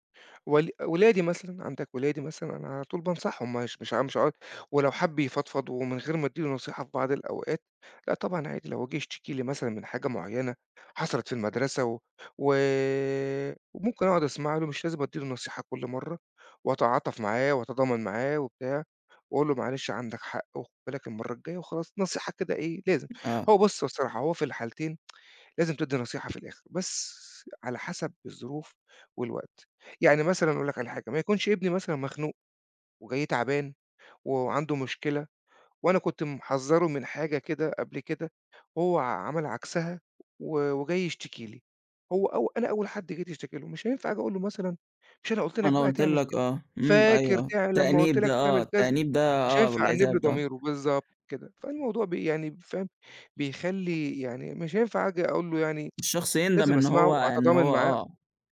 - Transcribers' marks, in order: unintelligible speech; other background noise; tsk; tsk
- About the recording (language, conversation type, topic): Arabic, podcast, إزاي تعرف الفرق بين اللي طالب نصيحة واللي عايزك بس تسمع له؟